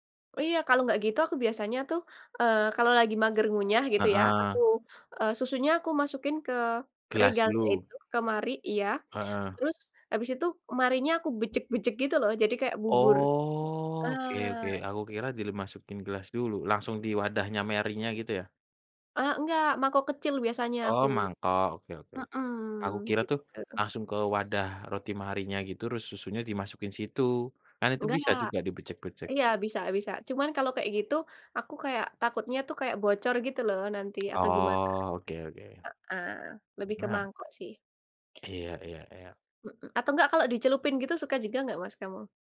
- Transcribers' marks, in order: other background noise; alarm; drawn out: "Oke"; "dimasukin" said as "dilimasukin"; tapping
- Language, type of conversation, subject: Indonesian, unstructured, Bagaimana makanan memengaruhi kenangan masa kecilmu?